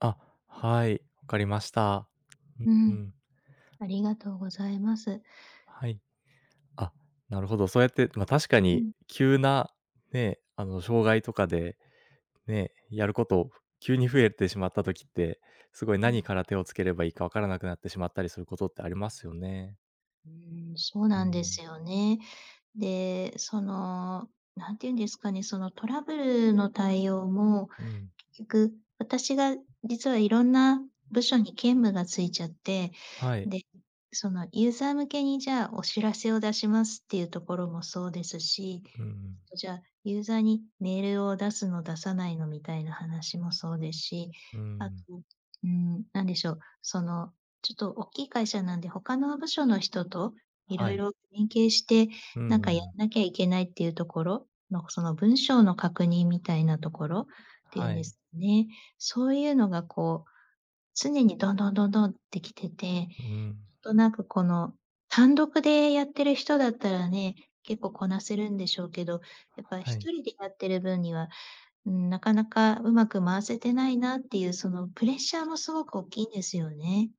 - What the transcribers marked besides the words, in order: other background noise; tapping
- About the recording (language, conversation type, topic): Japanese, advice, 締め切りのプレッシャーで手が止まっているのですが、どうすれば状況を整理して作業を進められますか？